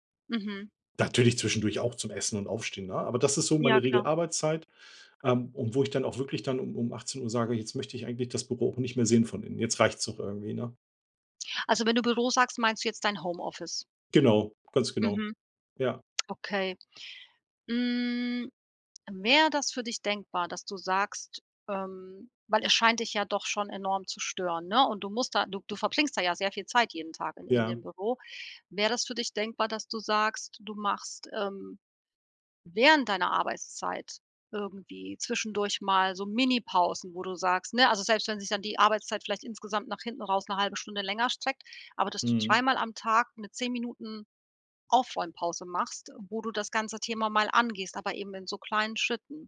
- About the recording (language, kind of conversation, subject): German, advice, Wie beeinträchtigen Arbeitsplatzchaos und Ablenkungen zu Hause deine Konzentration?
- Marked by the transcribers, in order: none